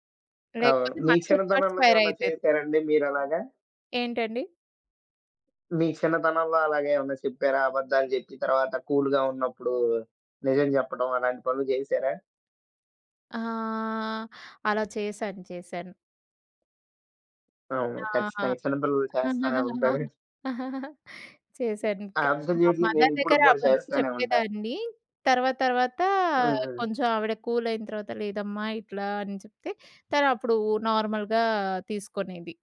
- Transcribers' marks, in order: in English: "రివర్స్ ఫైరయితది"; in English: "కూల్‌గా"; drawn out: "ఆహ్"; giggle; in English: "మదర్"; chuckle; in English: "అబ్సల్యూట్‌లీ"; in English: "నార్మల్‌గా"
- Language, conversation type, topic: Telugu, podcast, మీరు మంచి అలవాట్లు ఎలా ఏర్పరచుకున్నారు, చెప్పగలరా?